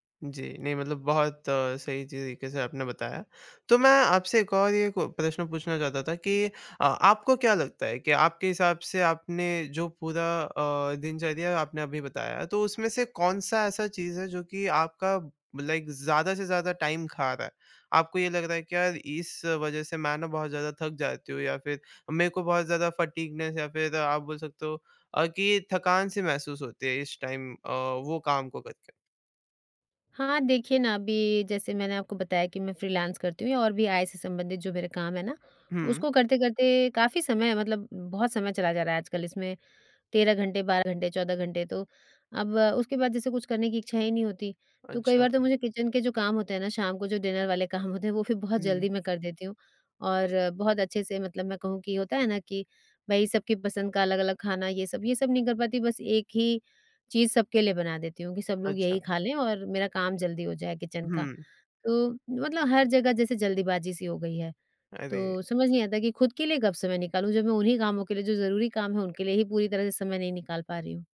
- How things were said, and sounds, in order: in English: "लाइक"; in English: "टाइम"; in English: "फटीगनेस"; tapping; in English: "टाइम"; in English: "किचन"; in English: "डिनर"; laughing while speaking: "काम होते हैं"; other background noise; in English: "किचन"
- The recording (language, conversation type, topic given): Hindi, advice, मैं रोज़ाना रचनात्मक काम के लिए समय कैसे निकालूँ?